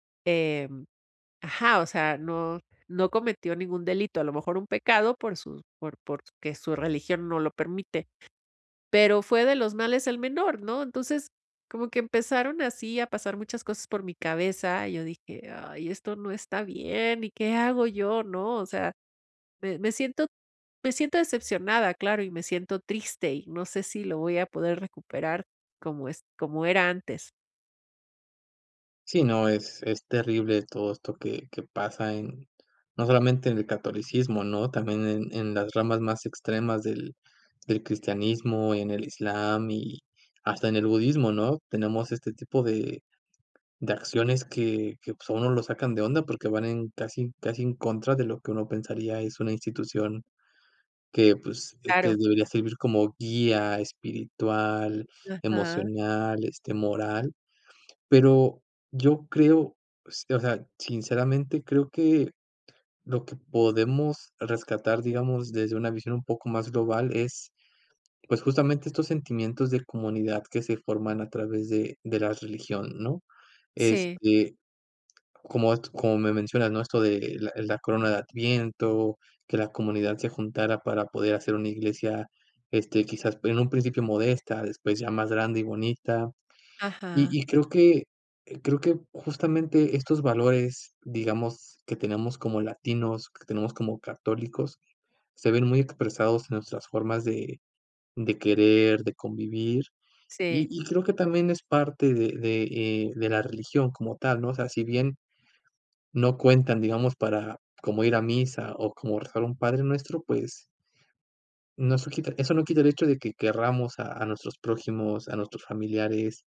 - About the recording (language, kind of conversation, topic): Spanish, advice, ¿Cómo puedo afrontar una crisis espiritual o pérdida de fe que me deja dudas profundas?
- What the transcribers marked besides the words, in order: other background noise; other noise